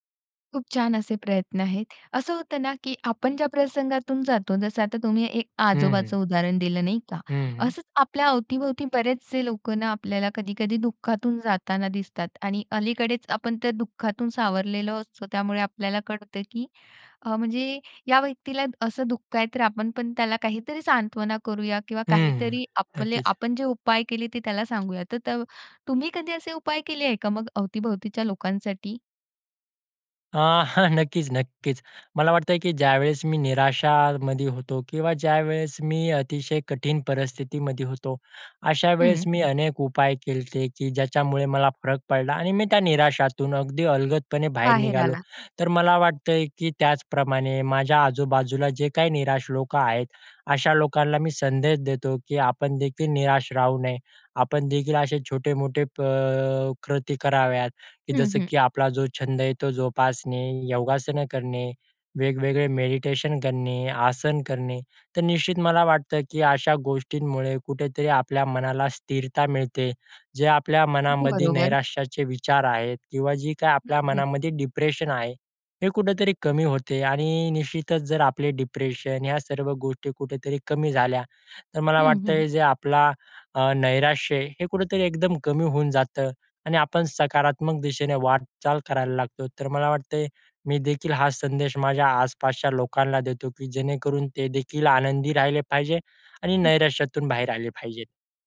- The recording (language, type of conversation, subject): Marathi, podcast, निराश वाटल्यावर तुम्ही स्वतःला प्रेरित कसे करता?
- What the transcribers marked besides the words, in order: other noise; tapping; laughing while speaking: "हां"; in English: "डिप्रेशन"; in English: "डिप्रेशन"